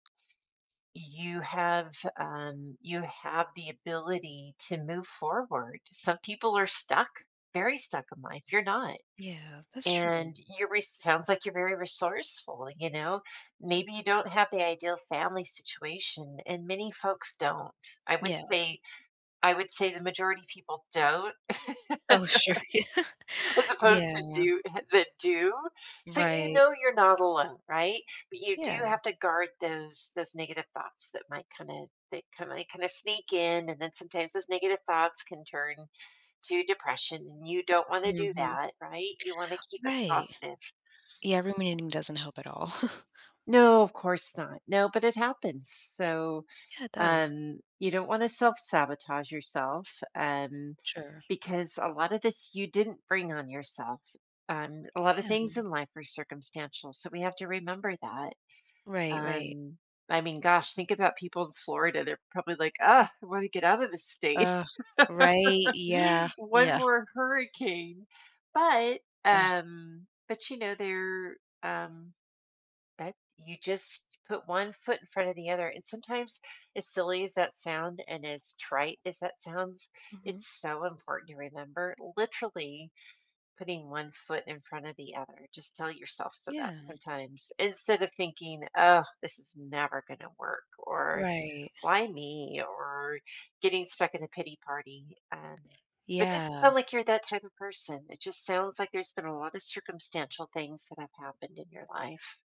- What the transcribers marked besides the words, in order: tapping; other noise; chuckle; laughing while speaking: "sure. Yeah"; chuckle; laugh; other background noise
- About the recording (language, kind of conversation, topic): English, advice, How can I build resilience after failure?